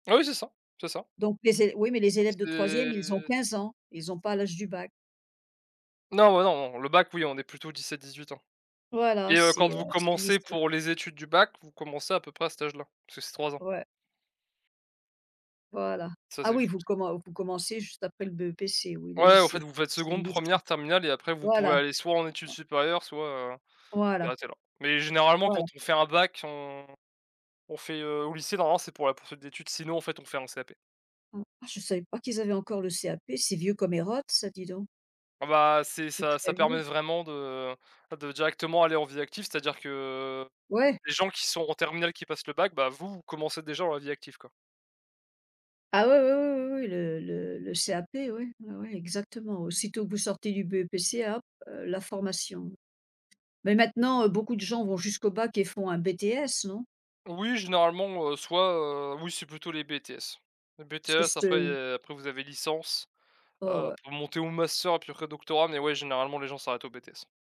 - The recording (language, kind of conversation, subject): French, unstructured, Comment aimes-tu célébrer tes réussites ?
- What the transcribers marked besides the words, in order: drawn out: "C'est"; tapping; stressed: "très"